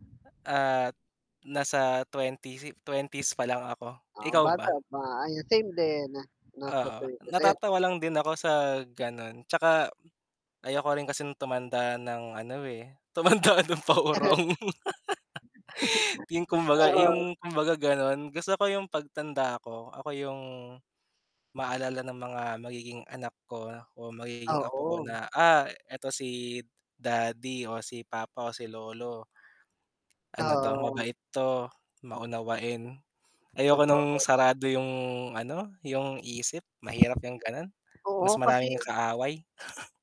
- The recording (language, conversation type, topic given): Filipino, unstructured, Paano mo maipapaliwanag ang diskriminasyon dahil sa paniniwala?
- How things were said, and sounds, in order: static; wind; laughing while speaking: "tumanda ng paurong"; chuckle; tapping; chuckle